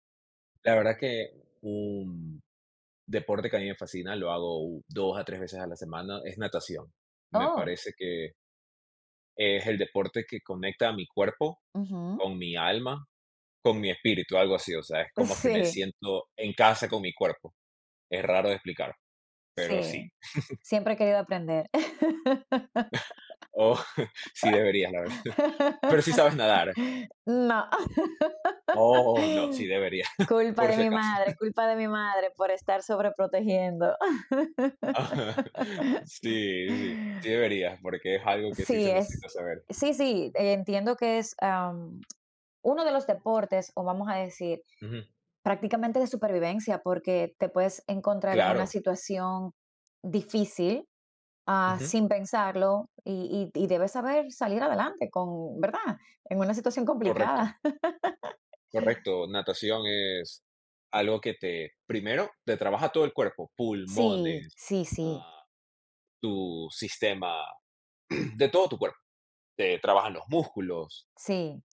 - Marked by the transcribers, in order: tapping; laughing while speaking: "Sí"; chuckle; chuckle; laughing while speaking: "verdad"; laugh; laughing while speaking: "deberías"; chuckle; chuckle; laugh; other background noise; laugh; throat clearing
- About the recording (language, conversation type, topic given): Spanish, podcast, ¿Qué pasatiempo te absorbe y por qué?